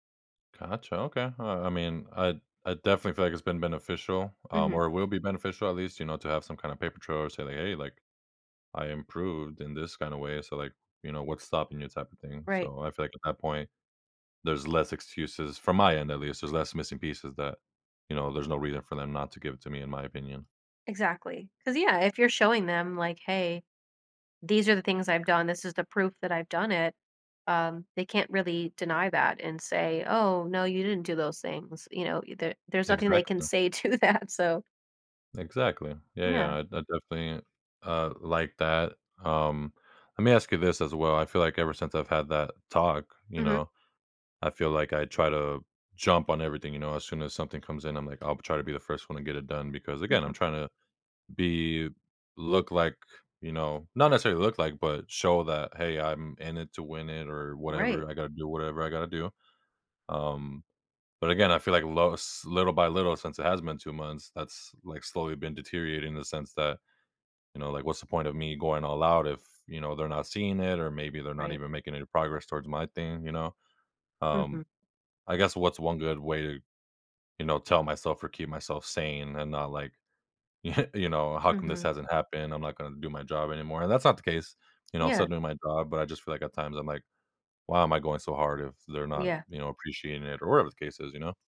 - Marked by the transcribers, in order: laughing while speaking: "to that"; chuckle; tapping
- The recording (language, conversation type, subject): English, advice, How can I position myself for a promotion at my company?